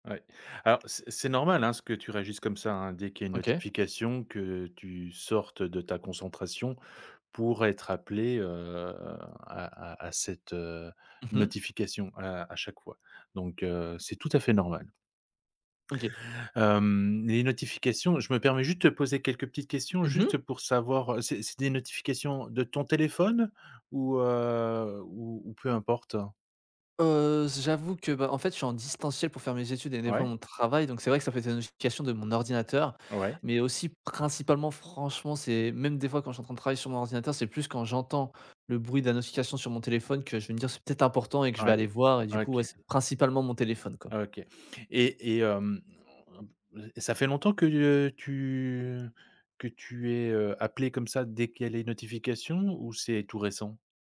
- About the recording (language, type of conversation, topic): French, advice, Comment les notifications constantes nuisent-elles à ma concentration ?
- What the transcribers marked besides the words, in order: tapping; drawn out: "heu"; stressed: "travail"; stressed: "franchement"; other noise; drawn out: "tu"